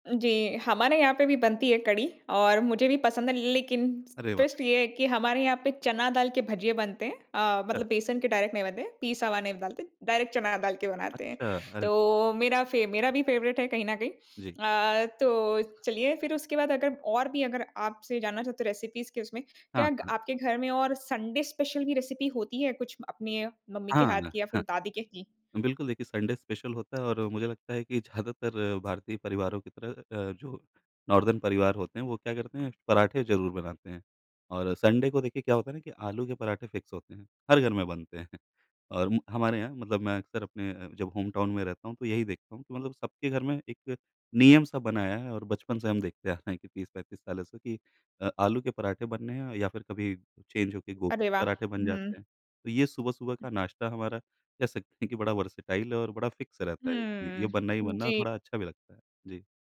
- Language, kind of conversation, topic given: Hindi, podcast, आप दादी माँ या माँ की कौन-सी रेसिपी अपनाते हैं?
- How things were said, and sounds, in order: in English: "ट्विस्ट"; in English: "डायरेक्ट"; in English: "डायरेक्ट"; in English: "फ़ेवरेट"; in English: "रेसिपीज़"; in English: "संडे स्पेशल"; in English: "रेसिपी"; in English: "संडे स्पेशल"; other background noise; in English: "नॉर्दर्न"; in English: "संडे"; in English: "फ़िक्स"; in English: "होमटाउन"; in English: "चेंज"; in English: "वर्सेटाइल"; in English: "फ़िक्स"